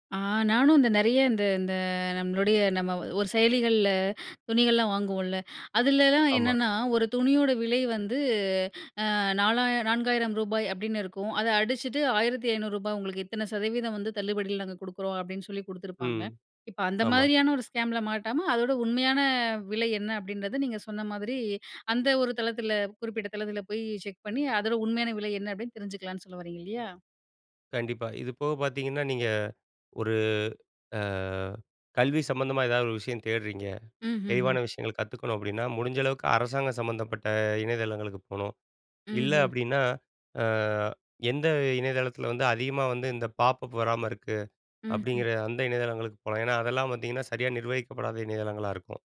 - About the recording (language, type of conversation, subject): Tamil, podcast, வலைவளங்களிலிருந்து நம்பகமான தகவலை நீங்கள் எப்படித் தேர்ந்தெடுக்கிறீர்கள்?
- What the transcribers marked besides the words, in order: tapping; other background noise; in English: "ஸ்கேம்"; in English: "பாப்பப்"